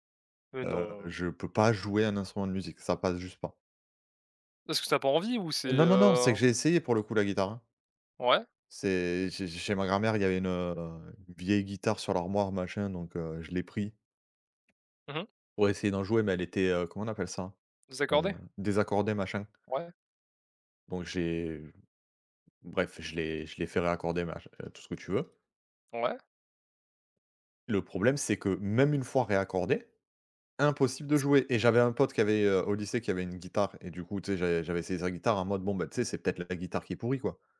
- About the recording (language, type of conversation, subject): French, unstructured, Comment la musique influence-t-elle ton humeur au quotidien ?
- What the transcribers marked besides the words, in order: tapping; other background noise